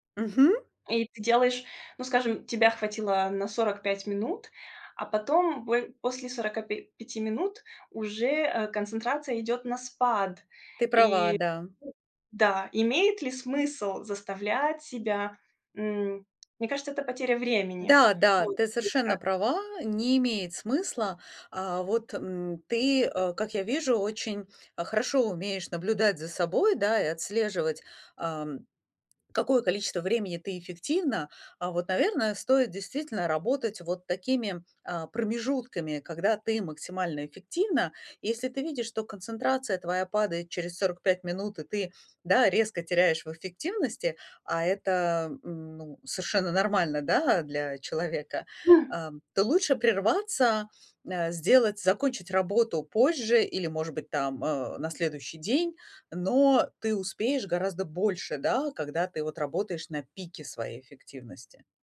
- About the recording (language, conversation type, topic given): Russian, advice, Как найти время для хобби при очень плотном рабочем графике?
- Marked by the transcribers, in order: tapping; other background noise; other noise